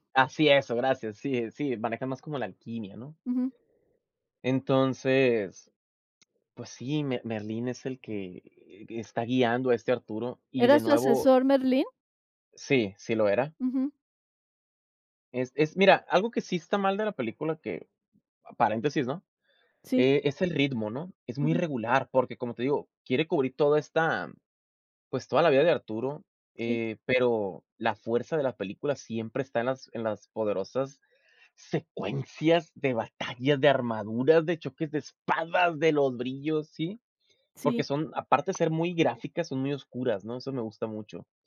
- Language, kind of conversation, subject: Spanish, podcast, ¿Cuál es una película que te marcó y qué la hace especial?
- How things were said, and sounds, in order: none